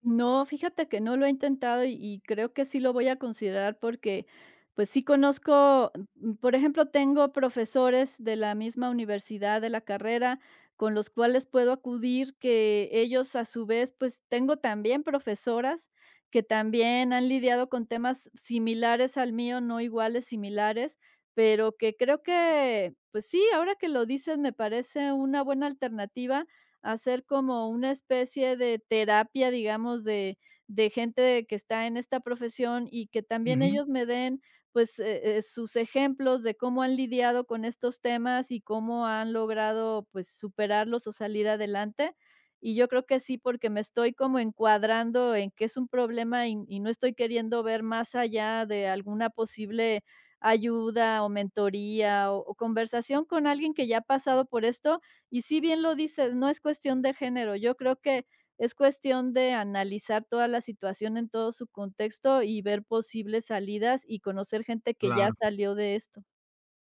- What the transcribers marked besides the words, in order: tapping
- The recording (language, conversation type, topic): Spanish, advice, ¿Cómo puedo dejar de paralizarme por la autocrítica y avanzar en mis proyectos?